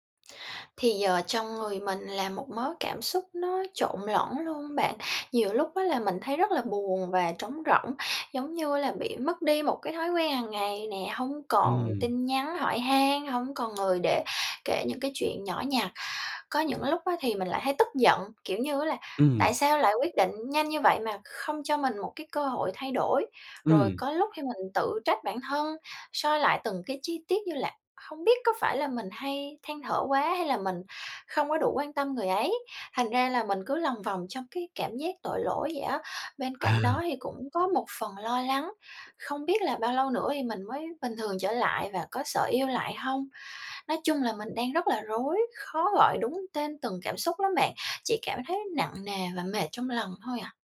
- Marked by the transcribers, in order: tapping
- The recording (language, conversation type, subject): Vietnamese, advice, Làm sao để mình vượt qua cú chia tay đột ngột và xử lý cảm xúc của mình?